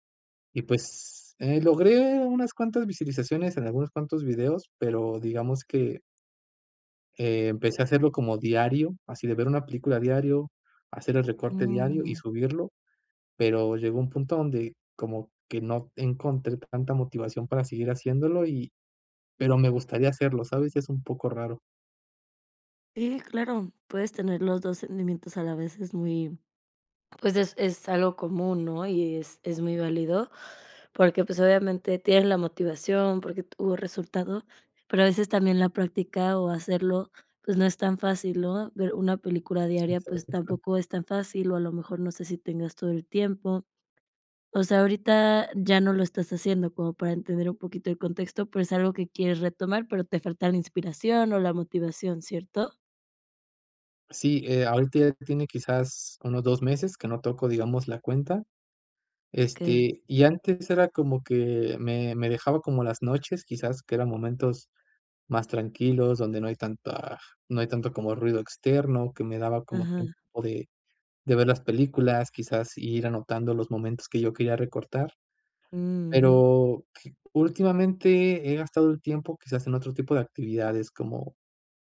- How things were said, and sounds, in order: "visualizaciones" said as "visalizaciones"; tapping
- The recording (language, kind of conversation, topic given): Spanish, advice, ¿Cómo puedo encontrar inspiración constante para mantener una práctica creativa?